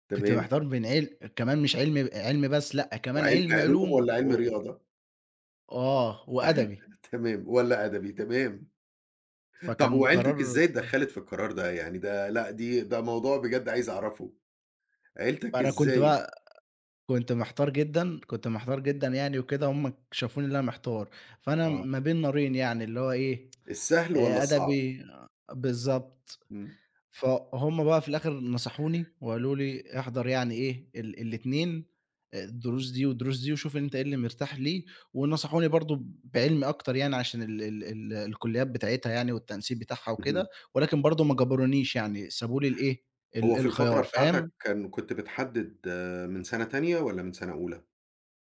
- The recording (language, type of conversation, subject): Arabic, podcast, إيه دور العيلة في قراراتك الكبيرة؟
- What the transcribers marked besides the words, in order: chuckle; tsk